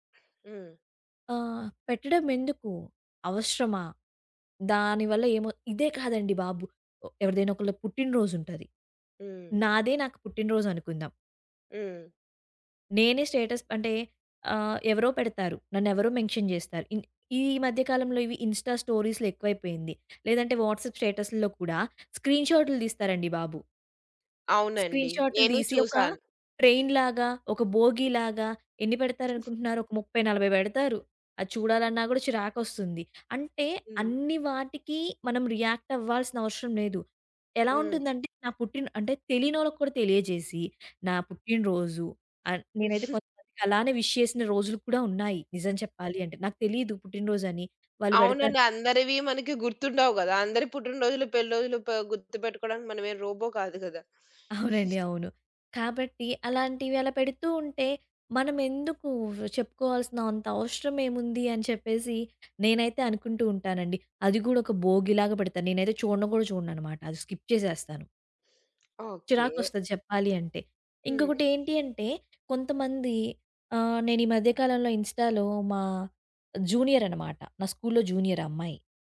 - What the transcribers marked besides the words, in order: other background noise; in English: "స్టేటస్"; in English: "మెన్షన్"; in English: "ఇన్స్‌టా స్టోరీస్‌లో"; in English: "వాట్సాప్ స్టేటస్‌లో"; in English: "ట్రైన్‌లాగా"; sniff; giggle; giggle; in English: "రియాక్ట్"; in English: "విష్"; giggle; in English: "రోబో"; chuckle; giggle; in English: "స్కిప్"; in English: "ఇన్స్‌టాలో"; in English: "జూనియర్"
- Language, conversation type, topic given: Telugu, podcast, ఆన్‌లైన్‌లో పంచుకోవడం మీకు ఎలా అనిపిస్తుంది?